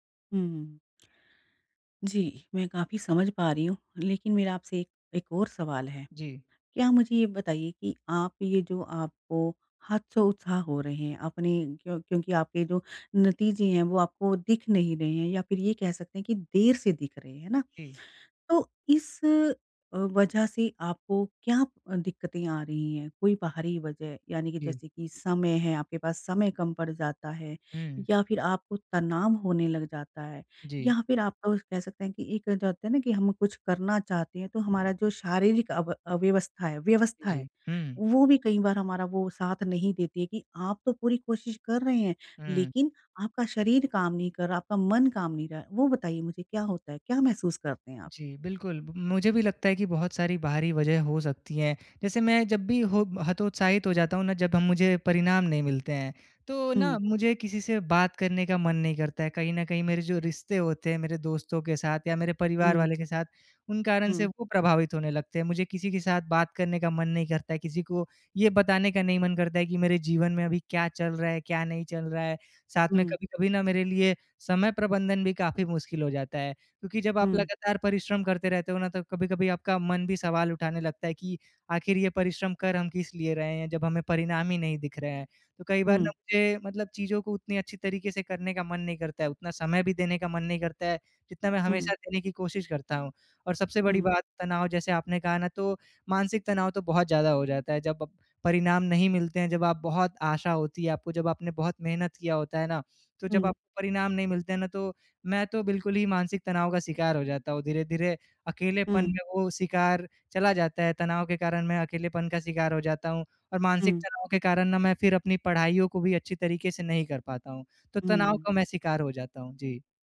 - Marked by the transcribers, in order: lip smack; "हतोत्साहित" said as "हत्सोत्साह"
- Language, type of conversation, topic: Hindi, advice, नतीजे देर से दिख रहे हैं और मैं हतोत्साहित महसूस कर रहा/रही हूँ, क्या करूँ?